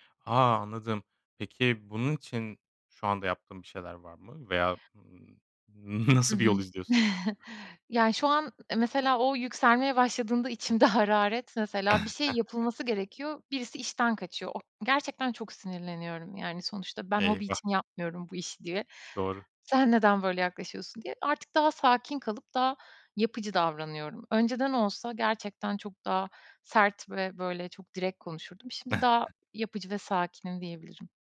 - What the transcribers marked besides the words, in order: laughing while speaking: "nasıl"; chuckle; chuckle; "direkt" said as "direk"; chuckle
- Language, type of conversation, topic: Turkish, podcast, Başarısızlıktan sonra nasıl toparlanırsın?